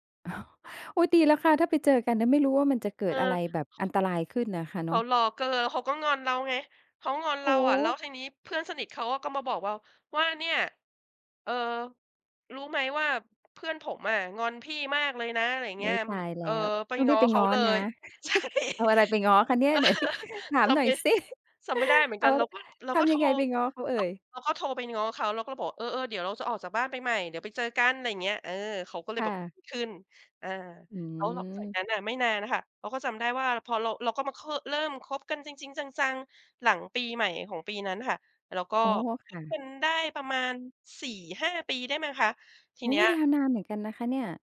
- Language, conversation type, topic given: Thai, podcast, ประสบการณ์ชีวิตแต่งงานของคุณเป็นอย่างไร เล่าให้ฟังได้ไหม?
- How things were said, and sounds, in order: laughing while speaking: "ใช่ จําไม่"; laugh; chuckle; laughing while speaking: "ไหน"